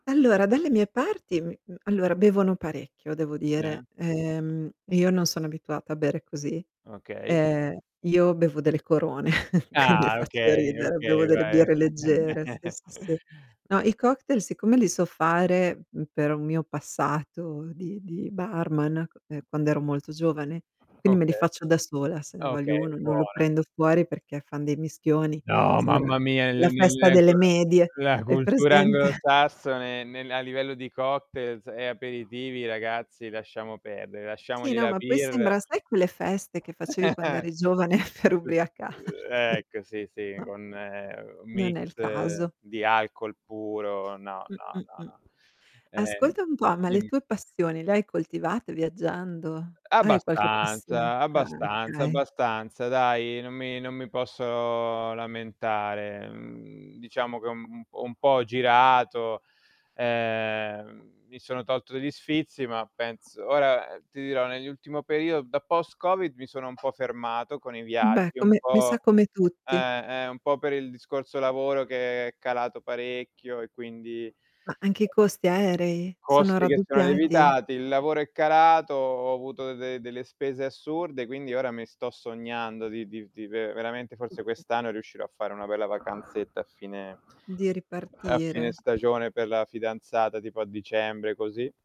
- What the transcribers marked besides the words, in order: chuckle; laughing while speaking: "quindi faccio ridere"; chuckle; other background noise; static; tapping; distorted speech; stressed: "No"; unintelligible speech; laughing while speaking: "presente?"; chuckle; unintelligible speech; laughing while speaking: "giovane per ubriacarti?"; drawn out: "ehm"; unintelligible speech
- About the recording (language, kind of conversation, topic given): Italian, unstructured, Qual è la cosa più sorprendente che hai imparato viaggiando?